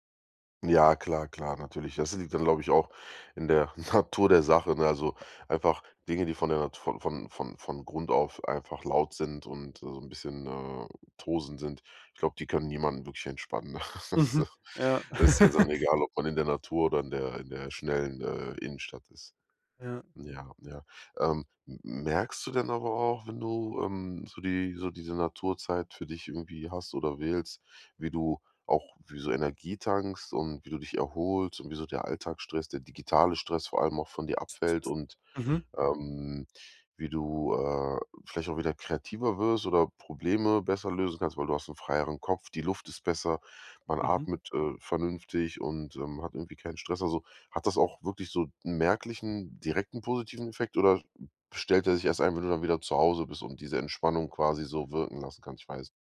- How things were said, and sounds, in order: laughing while speaking: "Natur"; chuckle; laughing while speaking: "Also"; laugh; other noise
- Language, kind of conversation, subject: German, podcast, Wie hilft dir die Natur beim Abschalten vom digitalen Alltag?